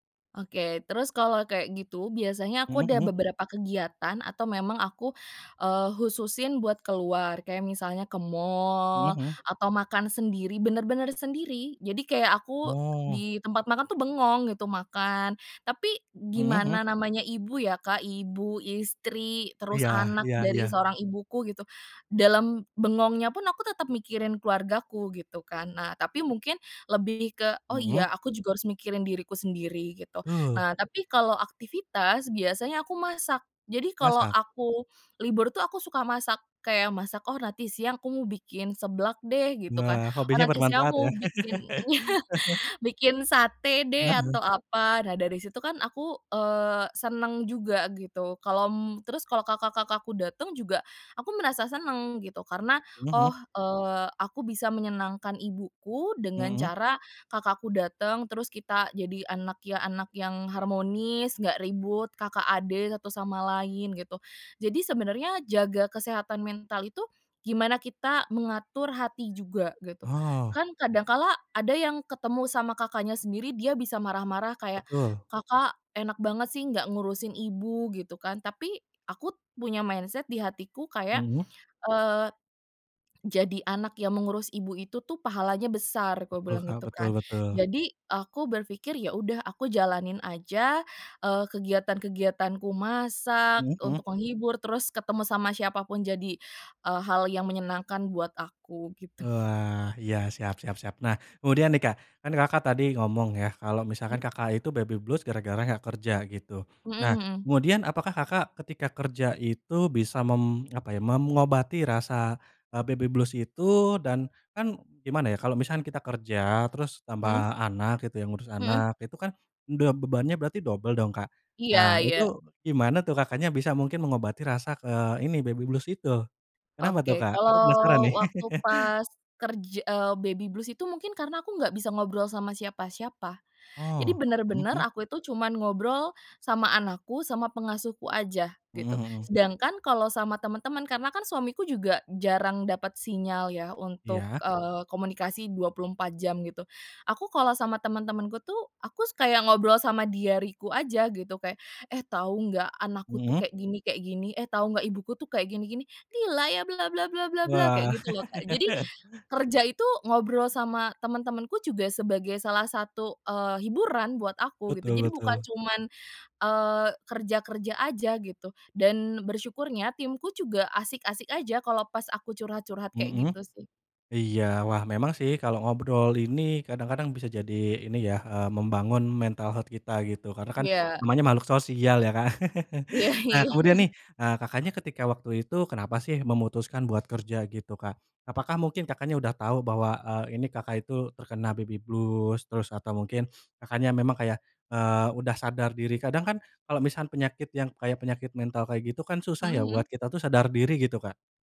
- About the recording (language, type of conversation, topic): Indonesian, podcast, Apa saja tips untuk menjaga kesehatan mental saat terus berada di rumah?
- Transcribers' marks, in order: laugh; chuckle; laughing while speaking: "iya"; in English: "mindset"; chuckle; in English: "baby blues"; "mengobati" said as "memngobati"; in English: "baby blues"; in English: "baby blues"; laugh; in English: "baby blues"; laugh; in English: "mental health"; laugh; laughing while speaking: "Iya iya"; chuckle; in English: "baby blues?"; "misal" said as "misan"